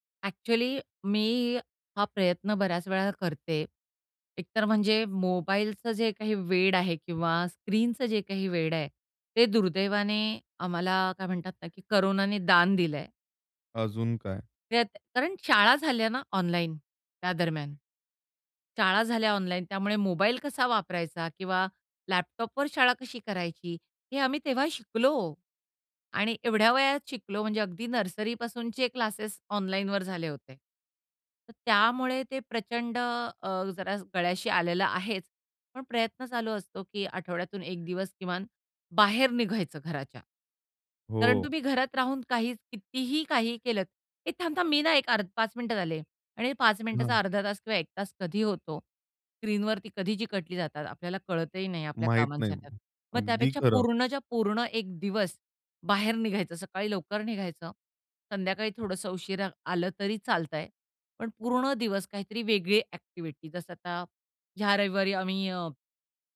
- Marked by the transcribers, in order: other noise
- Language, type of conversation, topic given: Marathi, podcast, डिजिटल डिटॉक्स तुमच्या विश्रांतीला कशी मदत करतो?